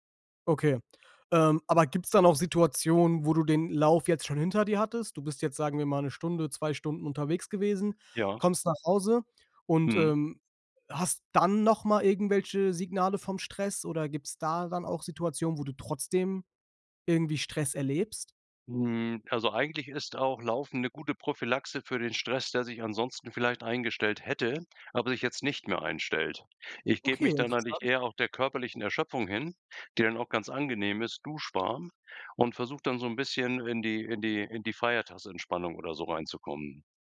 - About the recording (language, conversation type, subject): German, podcast, Wie gehst du mit Stress im Alltag um?
- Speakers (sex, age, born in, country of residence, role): male, 25-29, Germany, Germany, host; male, 65-69, Germany, Germany, guest
- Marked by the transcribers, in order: none